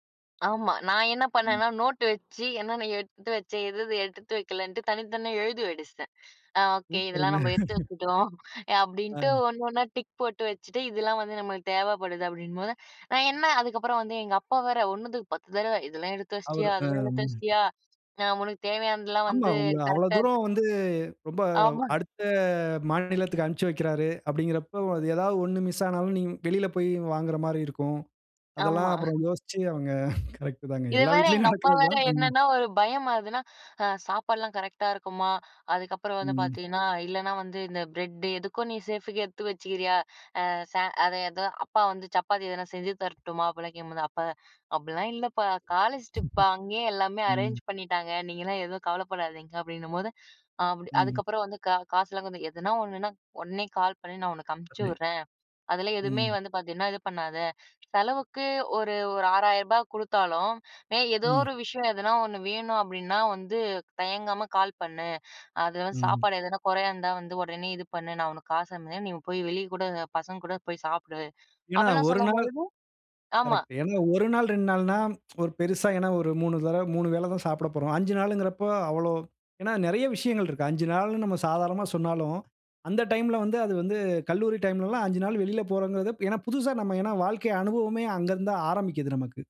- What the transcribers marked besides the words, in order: "வச்சுட்டேன்" said as "வெடிச்சுட்டேன்"; laughing while speaking: "சூப்பருங்க"; tapping; chuckle; unintelligible speech
- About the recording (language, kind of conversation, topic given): Tamil, podcast, அடுத்த நாள் மிகவும் முக்கியமானது என்றால், நீங்கள் உங்கள் தூக்கத்தை எப்படி சீராக்கிக் கொள்கிறீர்கள்?